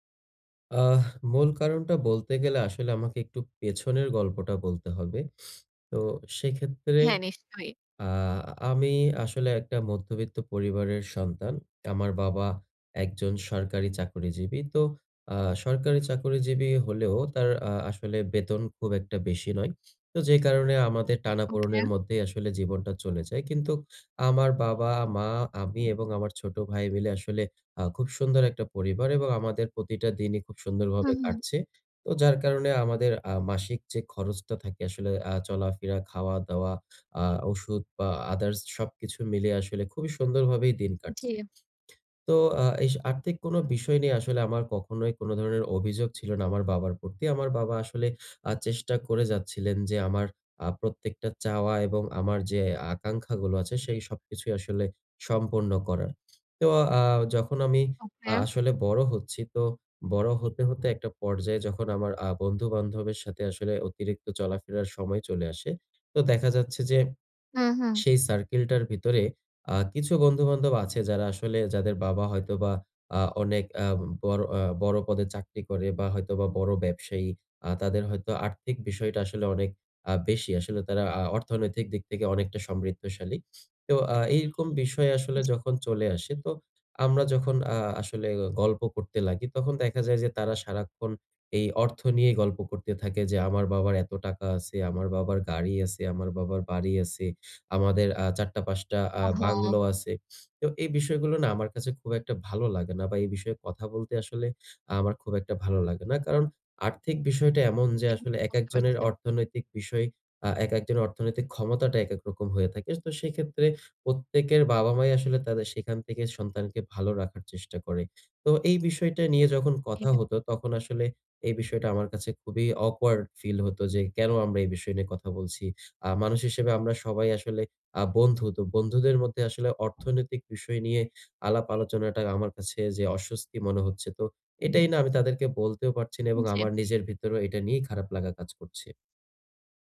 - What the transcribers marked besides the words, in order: horn; in English: "awkward"
- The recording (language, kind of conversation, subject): Bengali, advice, অর্থ নিয়ে কথোপকথন শুরু করতে আমার অস্বস্তি কাটাব কীভাবে?